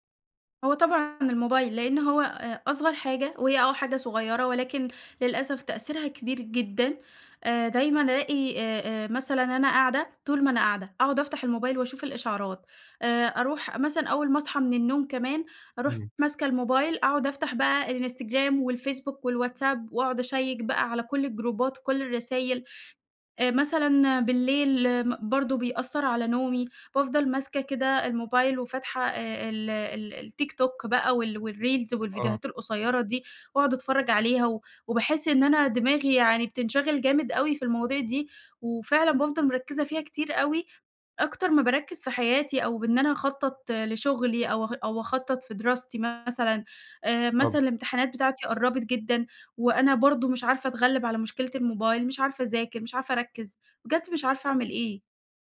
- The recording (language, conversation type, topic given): Arabic, advice, إزاي الموبايل والسوشيال ميديا بيشتتوا انتباهك طول الوقت؟
- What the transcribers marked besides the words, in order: in English: "أشيّك"; in English: "الجروبات"; in English: "والريلز"